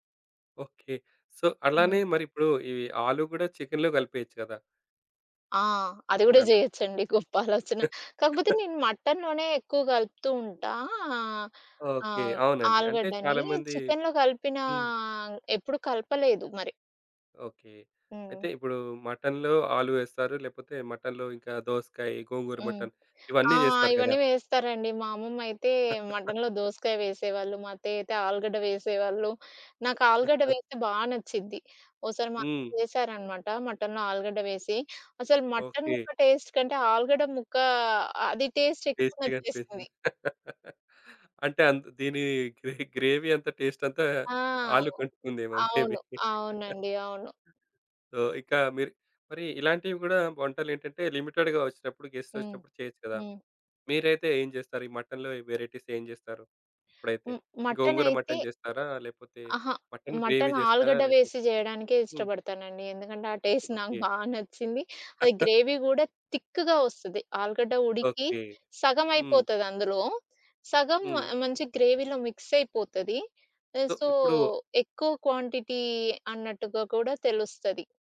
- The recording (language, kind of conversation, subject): Telugu, podcast, ఒక చిన్న బడ్జెట్‌లో పెద్ద విందు వంటకాలను ఎలా ప్రణాళిక చేస్తారు?
- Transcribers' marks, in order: in English: "సో"; other background noise; chuckle; chuckle; chuckle; in English: "టేస్ట్"; in English: "టేస్ట్"; chuckle; in English: "గ్రే గ్రేవీ"; in English: "టేస్ట్"; laughing while speaking: "మే బీ"; in English: "మే బీ"; in English: "సో"; in English: "లిమిటెడ్‌గా"; in English: "గెస్ట్"; in English: "వెరైటీస్"; in English: "గ్రేవీ"; in English: "టేస్ట్"; chuckle; in English: "గ్రేవీ"; in English: "తిక్‌గా"; in English: "గ్రేవీలో మిక్స్"; in English: "సో"; in English: "సో"; in English: "క్వాంటిటీ"